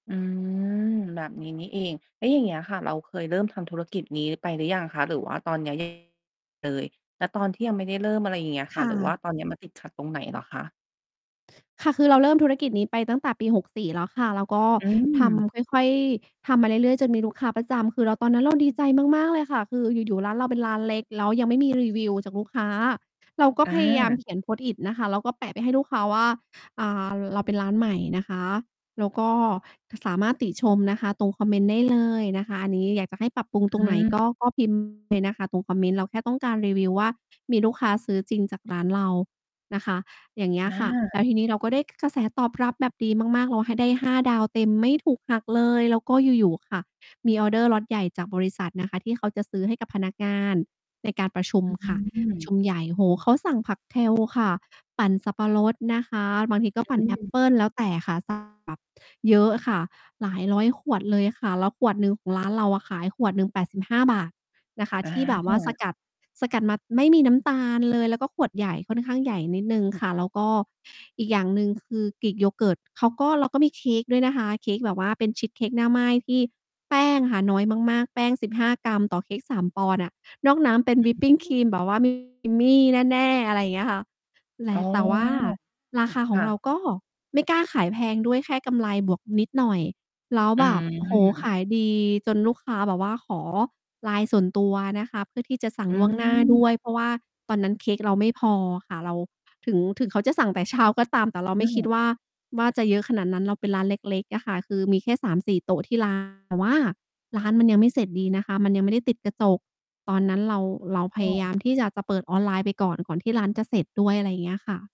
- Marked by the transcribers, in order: distorted speech; static; mechanical hum; stressed: "แป้ง"; in English: "creamy"; tapping; other background noise
- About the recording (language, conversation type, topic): Thai, advice, คุณตั้งเป้าหมายใหญ่เรื่องอะไร และอะไรทำให้คุณรู้สึกหมดแรงจนทำตามไม่ไหวในช่วงนี้?